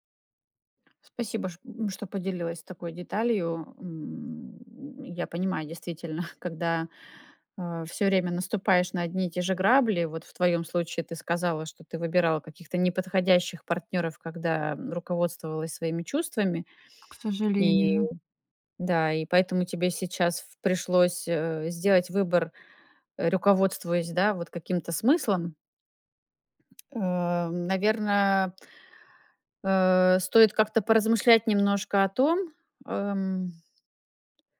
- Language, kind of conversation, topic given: Russian, advice, Как мне решить, стоит ли расстаться или взять перерыв в отношениях?
- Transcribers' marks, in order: laughing while speaking: "действительно"; tsk